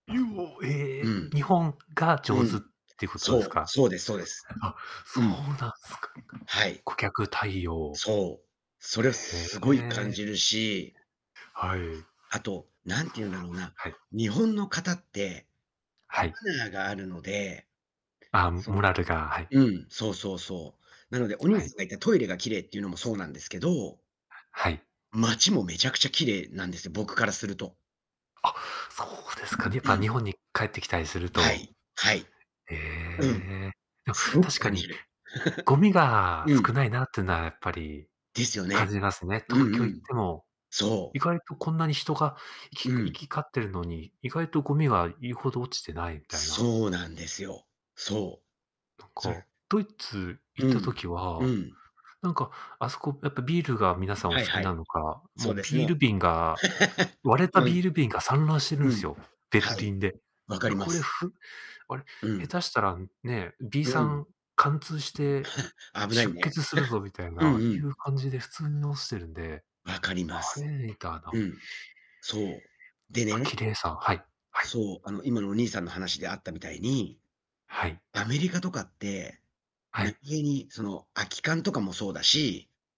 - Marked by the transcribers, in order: other background noise; distorted speech; tapping; laugh; laugh; chuckle; unintelligible speech
- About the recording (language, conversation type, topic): Japanese, unstructured, 旅先で心を動かされた体験を教えてくれませんか？